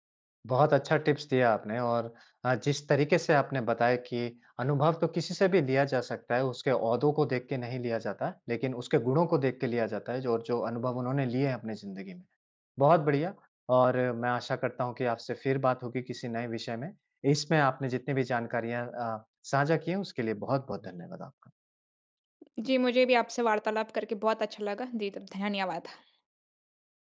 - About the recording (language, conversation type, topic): Hindi, podcast, किस अनुभव ने आपकी सोच सबसे ज़्यादा बदली?
- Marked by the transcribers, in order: in English: "टिप्स"